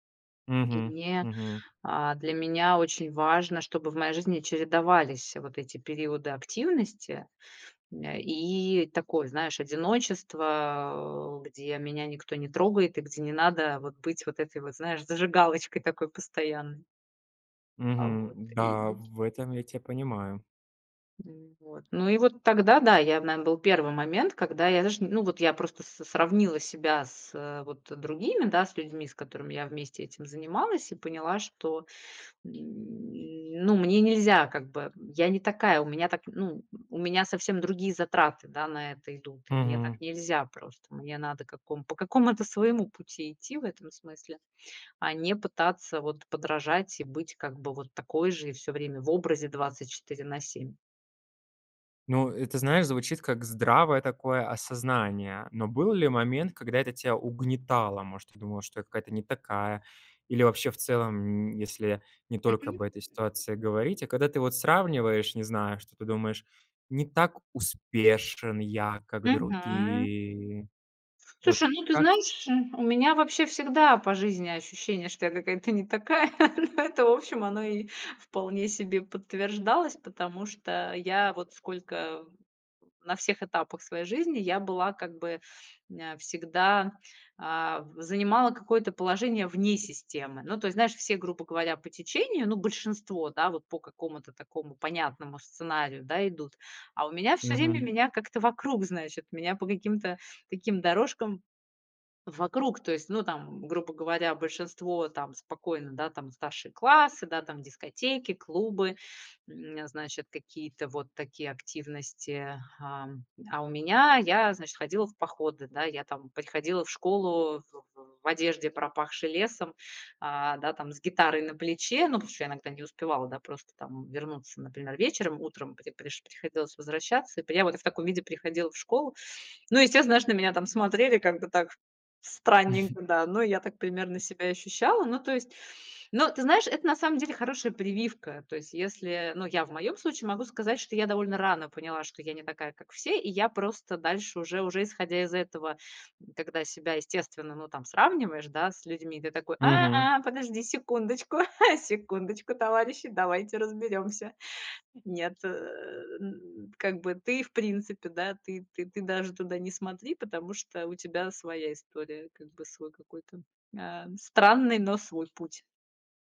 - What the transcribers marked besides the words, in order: laughing while speaking: "не такая"; chuckle; tapping; chuckle
- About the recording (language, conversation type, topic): Russian, podcast, Как вы перестали сравнивать себя с другими?